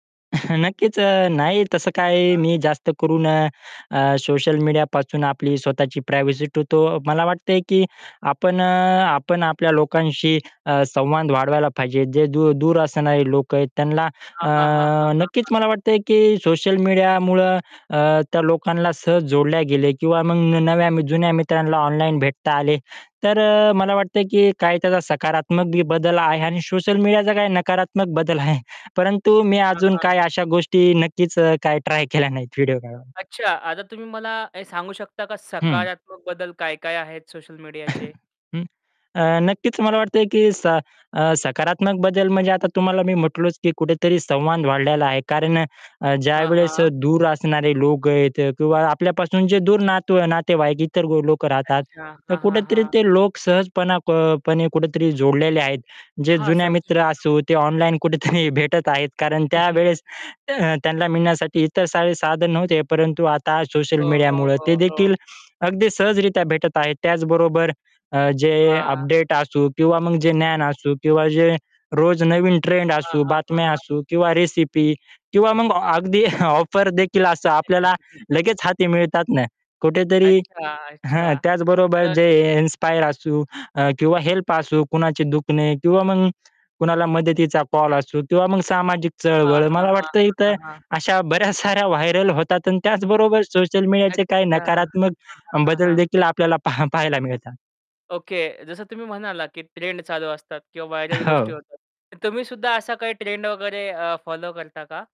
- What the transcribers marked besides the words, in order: other background noise; chuckle; distorted speech; in English: "प्रायव्हसी"; static; cough; other noise; laughing while speaking: "कुठेतरी"; laugh; tapping; in English: "ऑफर"; unintelligible speech; in English: "व्हायरल"; in English: "व्हायरल"
- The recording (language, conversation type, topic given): Marathi, podcast, सोशल मीडियामुळे तुमच्या दैनंदिन आयुष्यात कोणते बदल झाले आहेत?